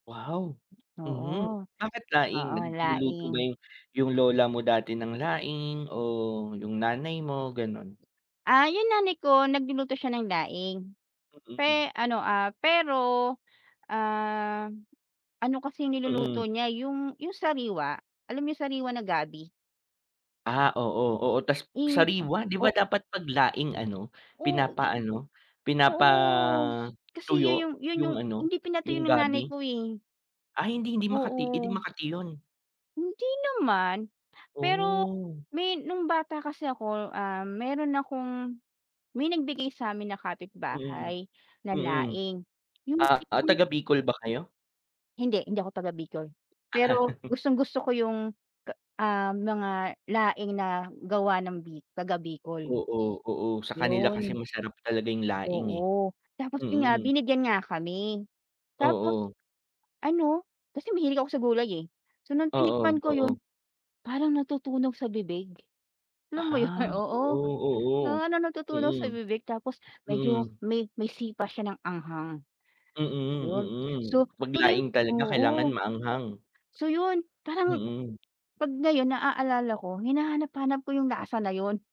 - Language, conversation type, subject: Filipino, unstructured, Anong mga pagkain ang nagpapaalala sa iyo ng iyong pagkabata?
- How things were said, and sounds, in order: other background noise; laugh